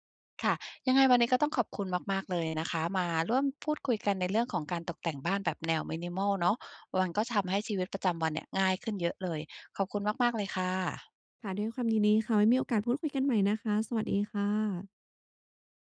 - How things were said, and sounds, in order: in English: "minimal"
- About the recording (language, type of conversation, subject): Thai, podcast, การแต่งบ้านสไตล์มินิมอลช่วยให้ชีวิตประจำวันของคุณดีขึ้นอย่างไรบ้าง?